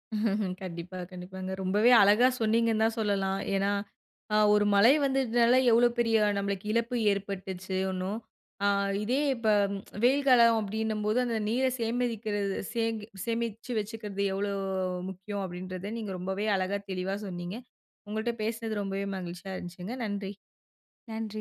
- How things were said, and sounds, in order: chuckle; tsk; "சேமிக்கிறது" said as "சேமதிக்கிறது"
- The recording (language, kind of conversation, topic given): Tamil, podcast, மழைக்காலமும் வறண்ட காலமும் நமக்கு சமநிலையை எப்படி கற்பிக்கின்றன?